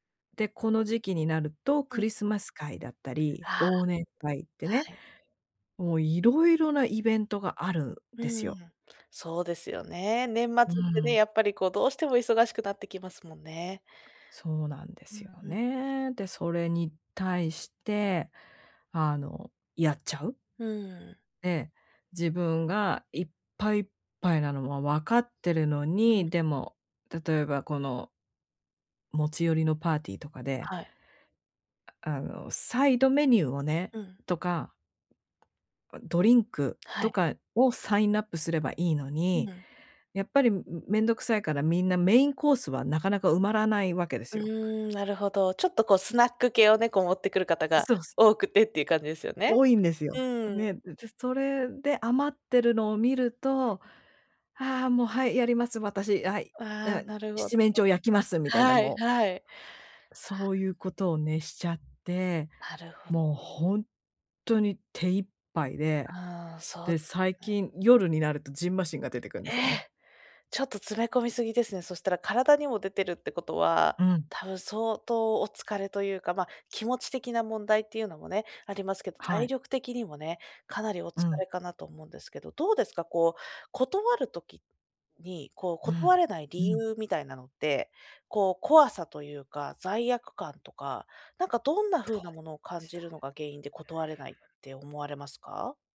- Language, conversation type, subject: Japanese, advice, 人間関係の期待に応えつつ、自分の時間をどう確保すればよいですか？
- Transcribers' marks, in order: in English: "サインナップ"